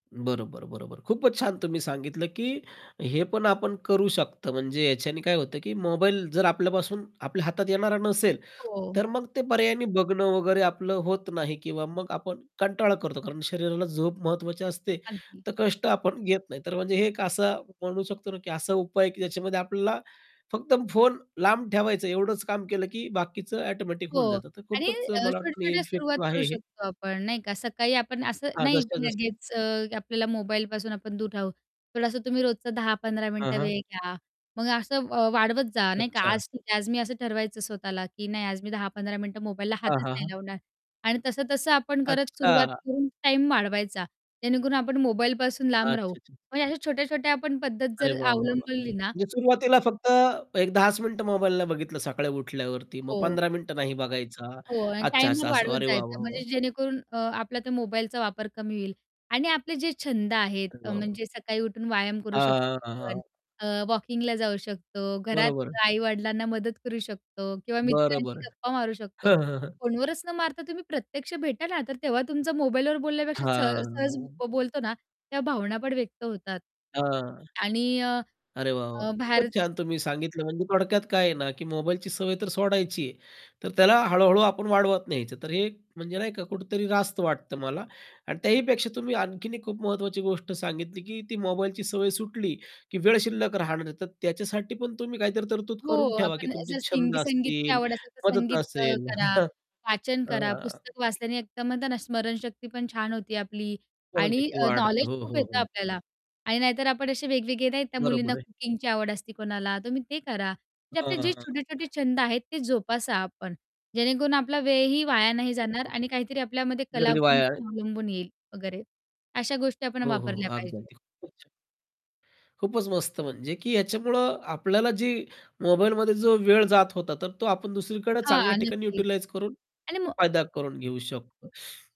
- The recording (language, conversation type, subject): Marathi, podcast, डिजिटल डिटॉक्स सुरू करण्यासाठी मी कोणत्या दोन-तीन सोप्या गोष्टी ताबडतोब करू शकतो?
- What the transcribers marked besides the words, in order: static; distorted speech; other background noise; chuckle; drawn out: "हां"; chuckle; tapping; in English: "यूटिलाइज"